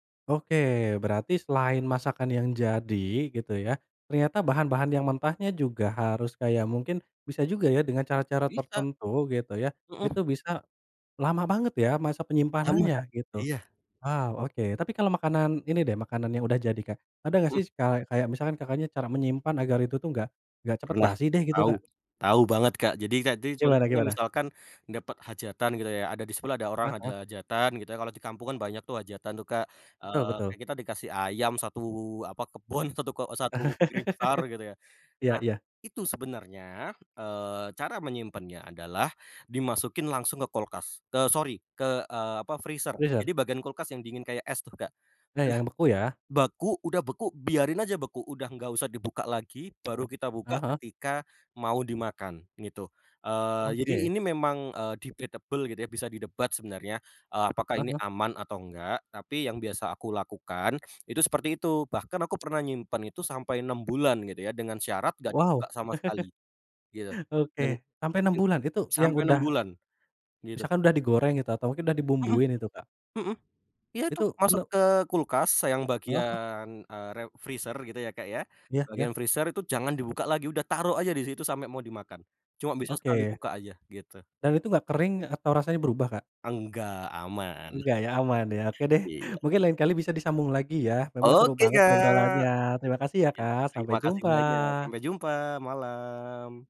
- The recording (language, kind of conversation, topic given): Indonesian, podcast, Bagaimana cara Anda mengurangi makanan yang terbuang di rumah?
- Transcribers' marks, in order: tapping; "sih" said as "sis"; other background noise; laugh; laughing while speaking: "kebun"; in English: "Freezer"; in English: "freezer"; in English: "debatable"; laugh; unintelligible speech; in English: "freezer"; in English: "freezer"; chuckle